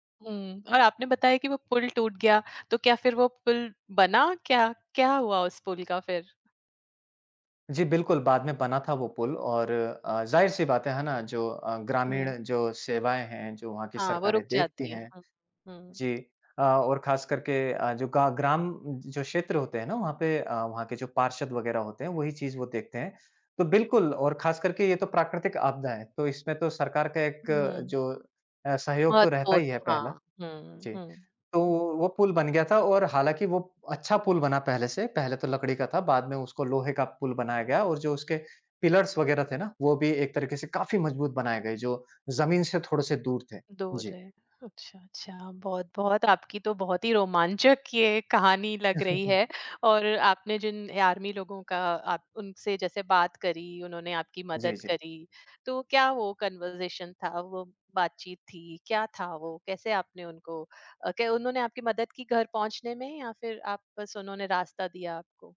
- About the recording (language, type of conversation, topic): Hindi, podcast, बाढ़ या तूफान में फँसने का आपका कोई किस्सा क्या है?
- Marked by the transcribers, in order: tapping; in English: "पिलर्स"; chuckle; in English: "आर्मी"; in English: "कन्वर्ज़ेशन"